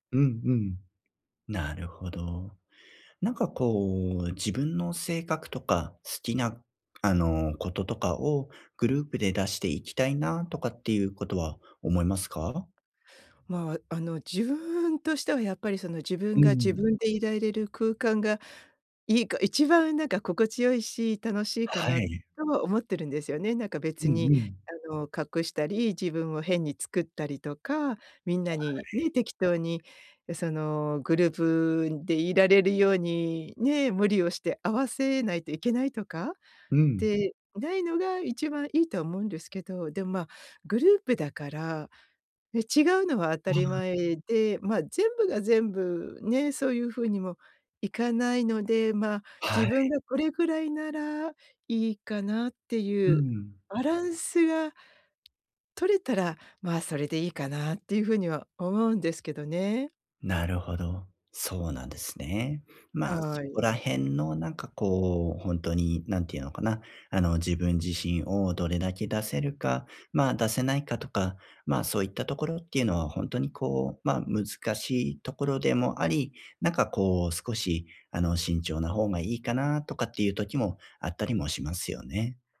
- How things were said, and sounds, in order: other background noise
- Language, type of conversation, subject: Japanese, advice, グループの中で自分の居場所が見つからないとき、どうすれば馴染めますか？